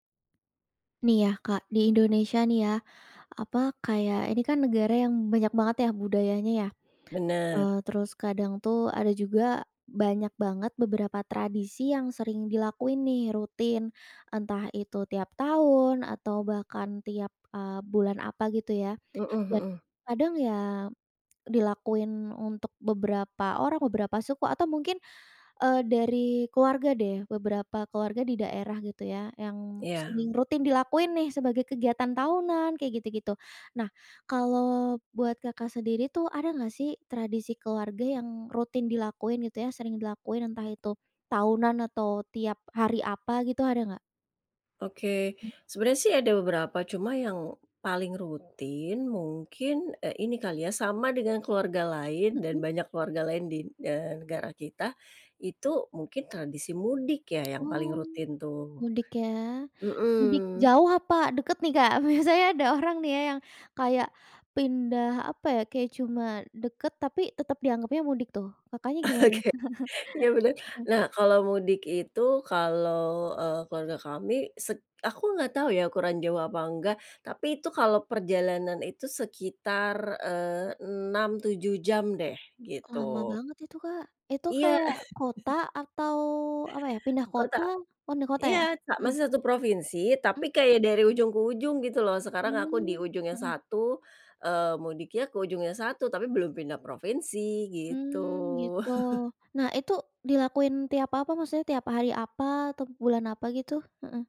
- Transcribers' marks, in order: other background noise; tapping; laughing while speaking: "Biasanya"; laughing while speaking: "Oke"; chuckle; laugh; chuckle
- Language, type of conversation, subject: Indonesian, podcast, Bisa ceritakan tradisi keluarga yang paling berkesan buatmu?